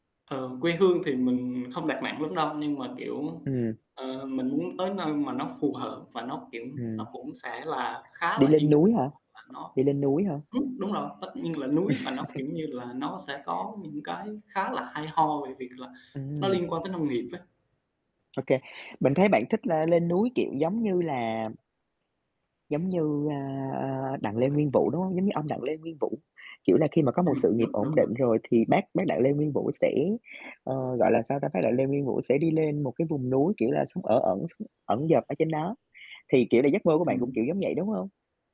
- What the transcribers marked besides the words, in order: static; tapping; other background noise; distorted speech; laugh
- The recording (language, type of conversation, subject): Vietnamese, unstructured, Điều gì khiến bạn cảm thấy hào hứng khi nghĩ về tương lai?
- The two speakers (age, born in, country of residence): 25-29, Vietnam, Vietnam; 25-29, Vietnam, Vietnam